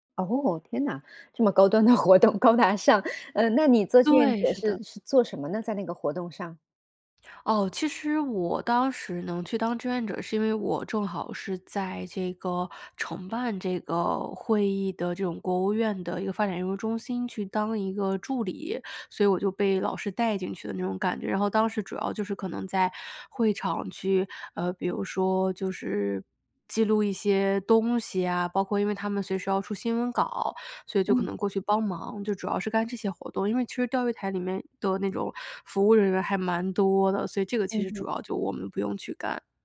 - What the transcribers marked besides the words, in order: tapping; laughing while speaking: "活动"
- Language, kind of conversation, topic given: Chinese, podcast, 你愿意分享一次你参与志愿活动的经历和感受吗？